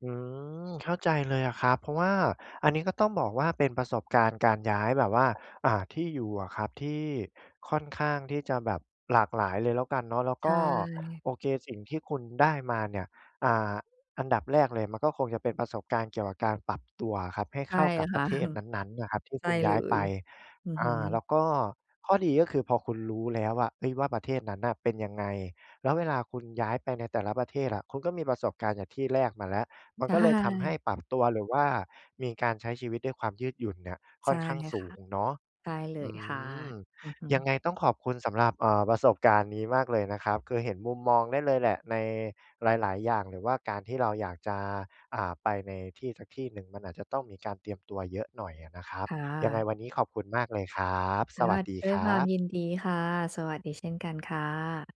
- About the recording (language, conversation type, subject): Thai, podcast, ประสบการณ์การย้ายถิ่นของครอบครัวส่งผลกับคุณยังไงบ้าง?
- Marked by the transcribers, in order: other background noise; laughing while speaking: "ค่ะ"; tapping; laughing while speaking: "ใช่"